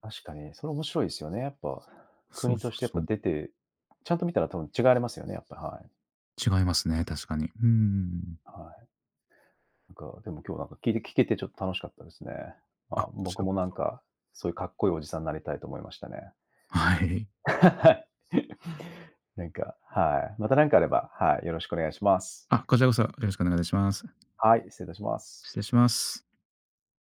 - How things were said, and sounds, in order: laugh
- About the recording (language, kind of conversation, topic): Japanese, podcast, 文化的背景は服選びに表れると思いますか？